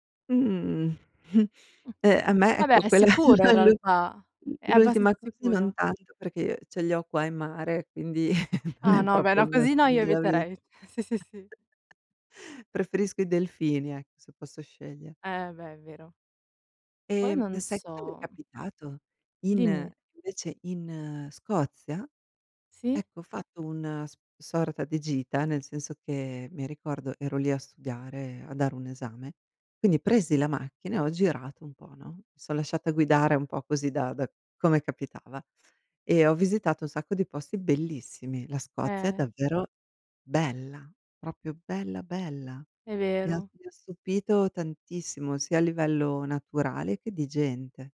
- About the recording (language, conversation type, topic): Italian, unstructured, Cosa ti piace fare quando esplori un posto nuovo?
- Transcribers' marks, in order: chuckle; "Vabbè" said as "abbe"; laughing while speaking: "è l'u"; chuckle; other background noise